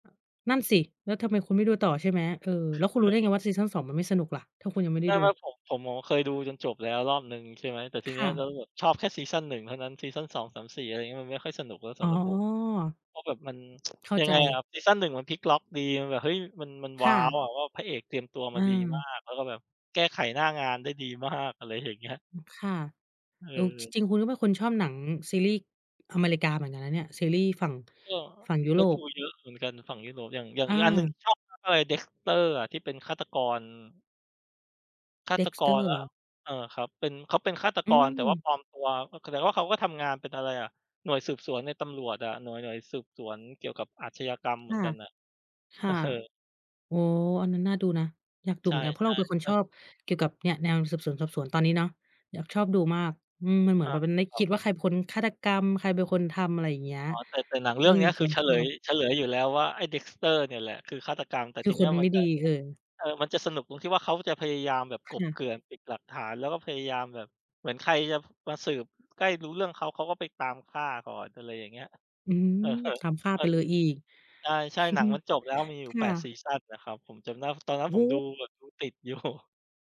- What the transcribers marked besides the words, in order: tapping; "ผม" said as "อ๋ม"; tsk; "รับ" said as "อั๊บ"; laughing while speaking: "มาก อะไรอย่างเงี้ย"; laughing while speaking: "เออ"; "ฆาตกร" said as "ฆาตกัง"; laughing while speaking: "เออ"; chuckle; laughing while speaking: "อยู่"
- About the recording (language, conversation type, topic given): Thai, unstructured, คุณชอบดูหนังแนวไหน และทำไมถึงชอบแนวนั้น?
- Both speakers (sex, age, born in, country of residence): female, 30-34, Thailand, United States; male, 35-39, Thailand, Thailand